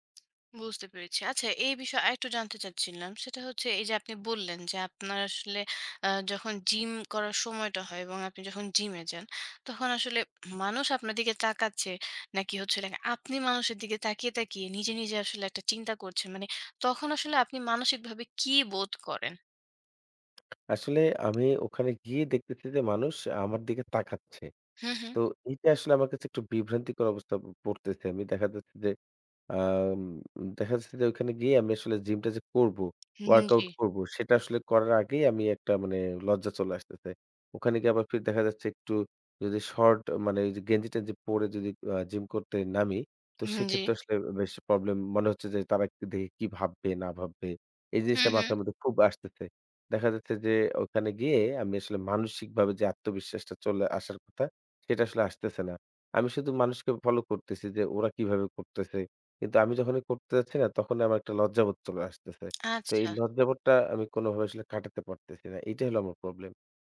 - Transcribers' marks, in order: tapping; other background noise; in English: "workout"; in English: "problem"; in English: "follow"; in English: "problem"
- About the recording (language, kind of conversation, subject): Bengali, advice, জিমে গেলে কেন আমি লজ্জা পাই এবং অন্যদের সামনে অস্বস্তি বোধ করি?